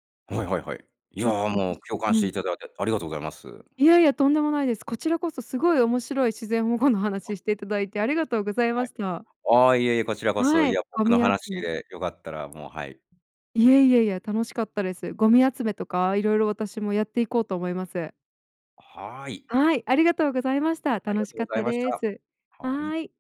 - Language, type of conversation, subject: Japanese, podcast, 日常生活の中で自分にできる自然保護にはどんなことがありますか？
- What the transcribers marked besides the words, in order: none